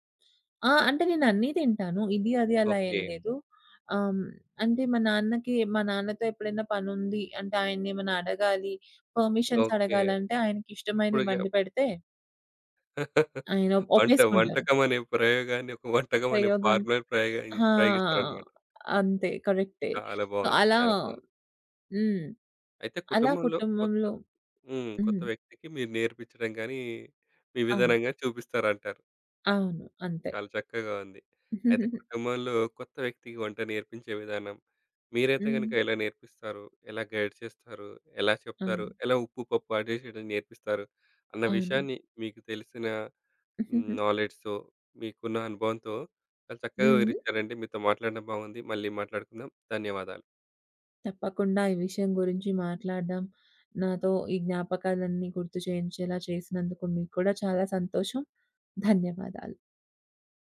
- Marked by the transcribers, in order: in English: "పర్మిషన్స్"; chuckle; in English: "ఫార్ములా"; in English: "సో"; giggle; in English: "గైడ్"; in English: "అడ్జస్ట్"; in English: "నాలెడ్జ్‌తో"; giggle
- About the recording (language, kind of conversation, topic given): Telugu, podcast, కుటుంబంలో కొత్తగా చేరిన వ్యక్తికి మీరు వంట ఎలా నేర్పిస్తారు?